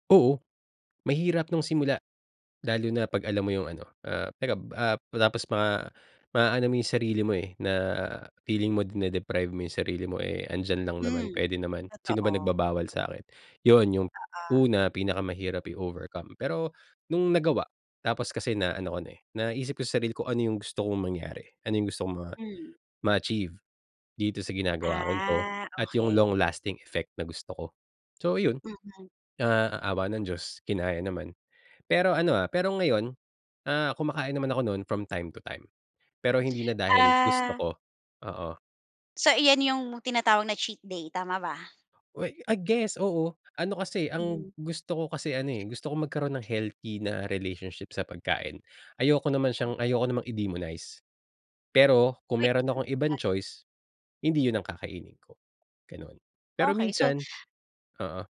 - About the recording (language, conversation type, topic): Filipino, podcast, Ano ang isang nakasanayan na talagang nakatulong sa iyo?
- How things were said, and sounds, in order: unintelligible speech